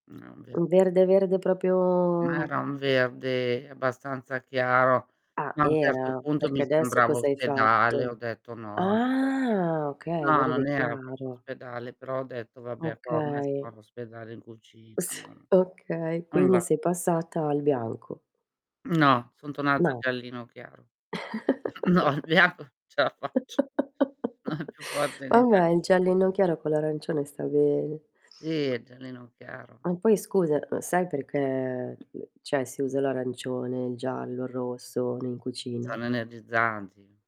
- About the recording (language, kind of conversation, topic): Italian, unstructured, In che modo il colore delle pareti di casa può influenzare il nostro stato d’animo?
- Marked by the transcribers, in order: other background noise; "proprio" said as "propio"; distorted speech; surprised: "Ah"; "proprio" said as "propo"; unintelligible speech; tapping; chuckle; "tornata" said as "tonata"; laugh; chuckle; laughing while speaking: "No, le ap ce la faccio"; laugh; static; "cioè" said as "ceh"